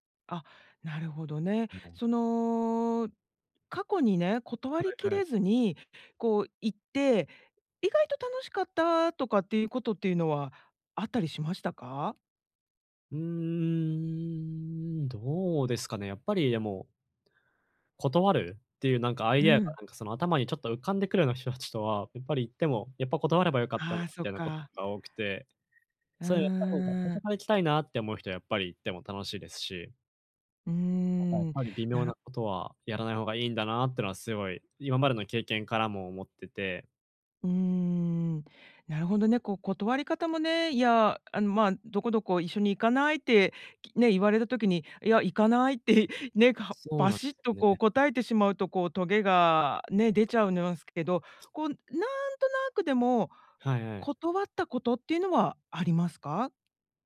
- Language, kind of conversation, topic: Japanese, advice, 優しく、はっきり断るにはどうすればいいですか？
- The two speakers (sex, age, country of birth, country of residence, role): female, 50-54, Japan, United States, advisor; male, 20-24, Japan, Japan, user
- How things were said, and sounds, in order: drawn out: "うーん"; other background noise; other noise